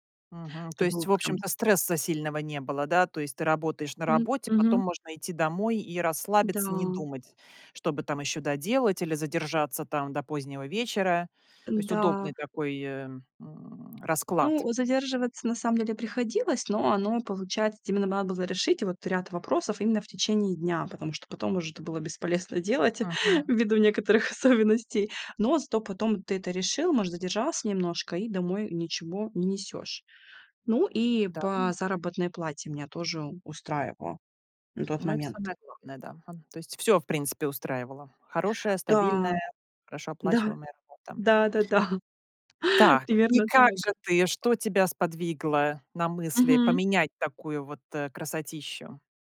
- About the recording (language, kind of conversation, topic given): Russian, podcast, Как вы решаетесь уйти со стабильной работы?
- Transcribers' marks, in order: other background noise; laughing while speaking: "особенностей"; unintelligible speech; chuckle; tapping